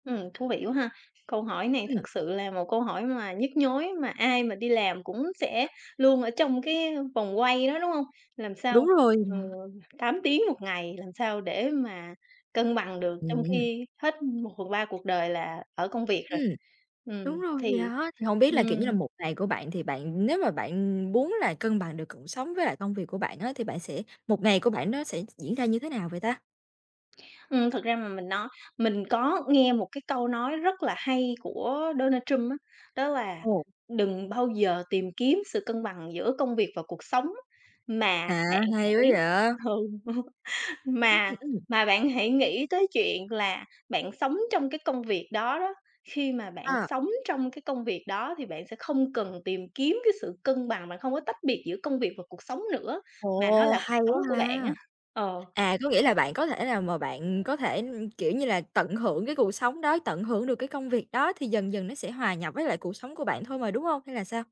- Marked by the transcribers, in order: tapping; unintelligible speech; laughing while speaking: "ừ"; other noise
- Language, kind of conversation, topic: Vietnamese, podcast, Bạn làm gì để cân bằng công việc và cuộc sống?
- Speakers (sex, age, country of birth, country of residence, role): female, 20-24, Vietnam, Vietnam, host; female, 35-39, Vietnam, Vietnam, guest